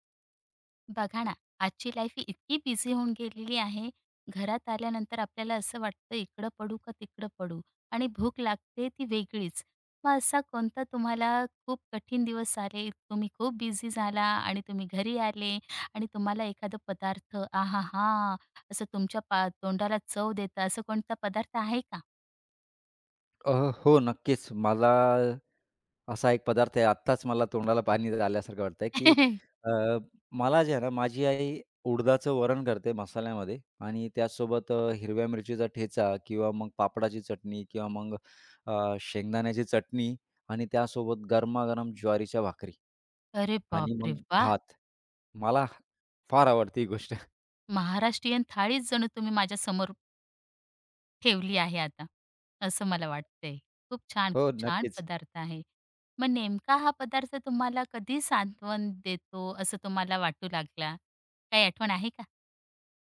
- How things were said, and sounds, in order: tapping; in English: "लाईफ"; other background noise; laugh; laughing while speaking: "गोष्ट"
- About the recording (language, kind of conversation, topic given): Marathi, podcast, कठीण दिवसानंतर तुम्हाला कोणता पदार्थ सर्वाधिक दिलासा देतो?